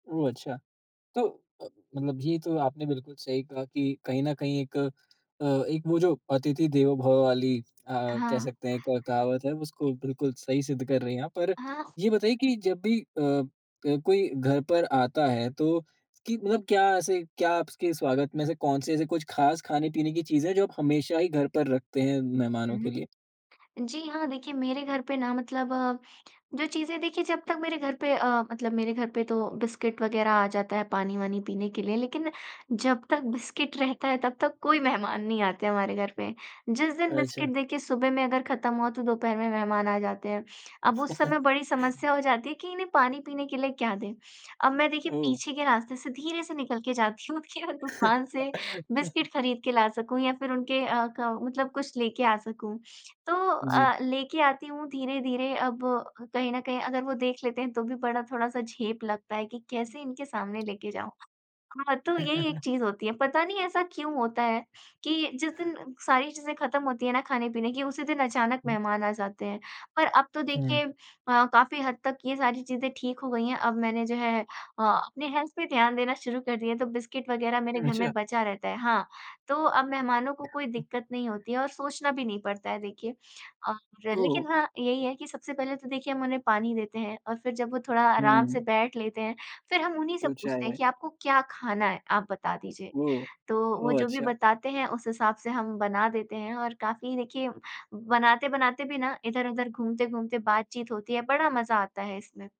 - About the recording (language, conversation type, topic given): Hindi, podcast, मेहमान आने पर आप खाने-पीने की कौन-सी परंपराएँ अपनाते हैं?
- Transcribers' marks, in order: other background noise; tapping; chuckle; laughing while speaking: "कि"; laugh; chuckle; in English: "हेल्थ"